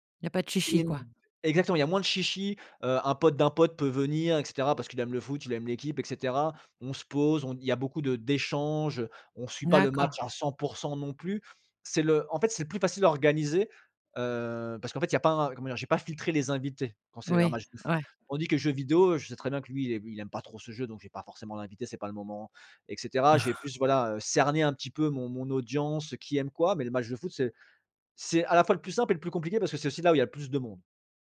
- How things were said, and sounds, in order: stressed: "d'échanges"; other background noise; chuckle
- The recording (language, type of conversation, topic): French, podcast, Quelle est ta routine quand tu reçois des invités ?